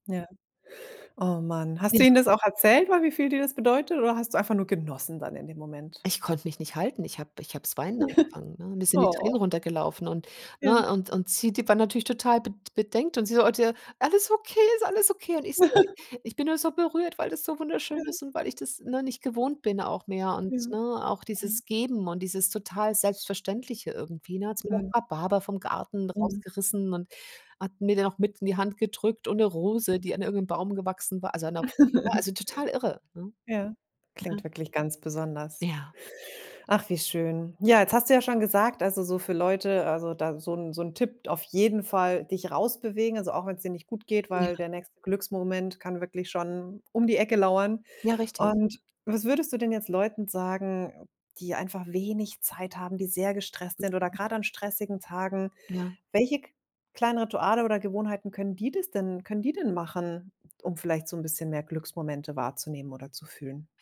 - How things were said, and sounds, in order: chuckle; put-on voice: "Oh"; put-on voice: "Oh, d äh, alles okay, ist alles okay?"; chuckle; other noise; chuckle
- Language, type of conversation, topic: German, podcast, Wie findest du kleine Glücksmomente im Alltag?